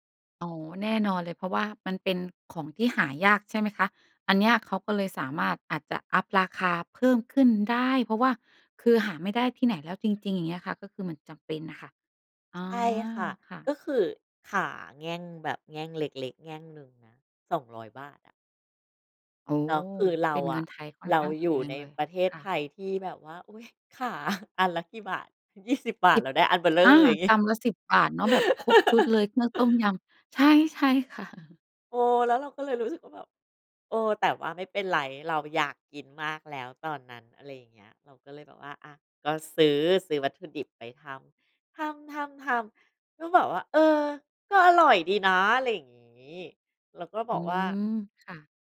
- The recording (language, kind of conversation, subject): Thai, podcast, อาหารช่วยให้คุณปรับตัวได้อย่างไร?
- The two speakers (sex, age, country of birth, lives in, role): female, 35-39, Thailand, Thailand, host; female, 40-44, Thailand, Thailand, guest
- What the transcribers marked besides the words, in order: laughing while speaking: "ข่า"; laughing while speaking: "งี้"; laugh; laughing while speaking: "ค่ะ"; chuckle